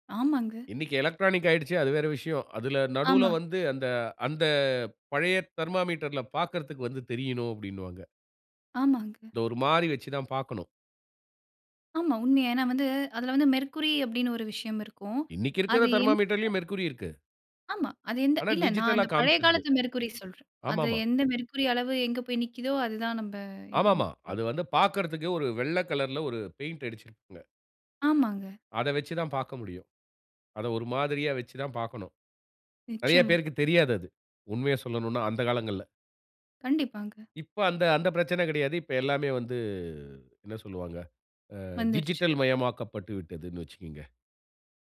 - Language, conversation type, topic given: Tamil, podcast, அடிப்படை மருத்துவப் பரிசோதனை சாதனங்கள் வீட்டிலேயே இருந்தால் என்னென்ன பயன்கள் கிடைக்கும்?
- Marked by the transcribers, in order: none